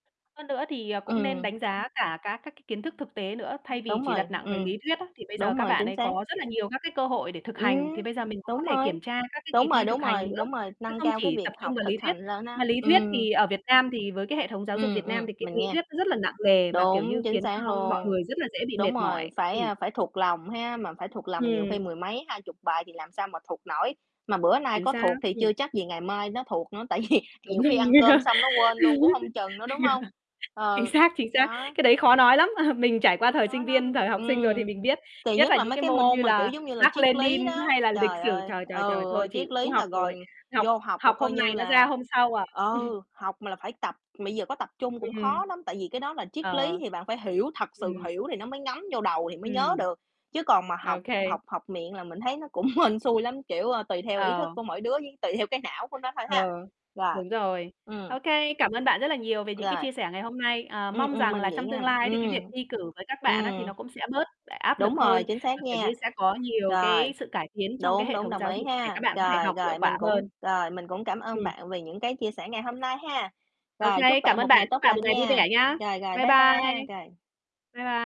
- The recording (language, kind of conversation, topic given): Vietnamese, unstructured, Việc thi cử có còn cần thiết trong hệ thống giáo dục hiện nay không?
- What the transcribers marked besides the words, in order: tapping; distorted speech; other background noise; laughing while speaking: "vì"; laughing while speaking: "rồi"; laugh; chuckle; "bây" said as "i"; chuckle; laughing while speaking: "hên"; other noise